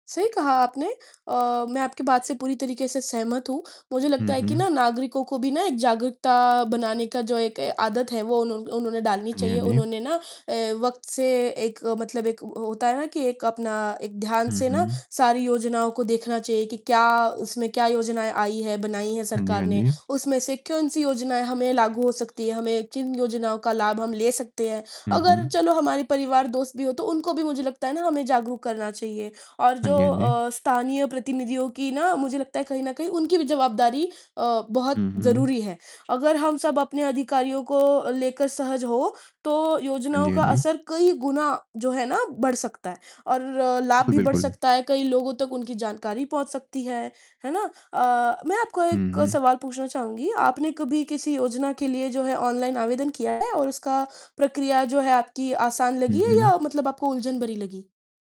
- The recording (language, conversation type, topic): Hindi, unstructured, आपके इलाके में सरकारी योजनाओं का असर कैसा दिखाई देता है?
- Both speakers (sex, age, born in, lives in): female, 20-24, India, India; male, 20-24, India, India
- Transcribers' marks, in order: distorted speech; other background noise